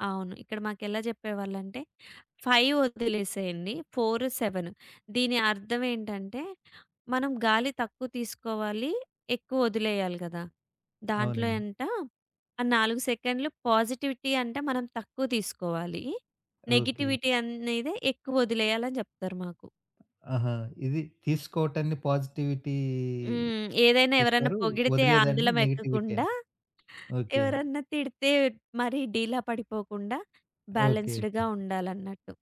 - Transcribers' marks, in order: in English: "ఫైవ్"; tapping; in English: "పాజిటివిటీ"; in English: "నెగటివిటీ"; other background noise; in English: "పాజిటివిటీ"; in English: "నెగెటివిటీ"; in English: "బ్యాలెన్స్‌డ్‌గా"
- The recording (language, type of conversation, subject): Telugu, podcast, వ్యాయామాన్ని మీరు ఎలా మొదలెట్టారు?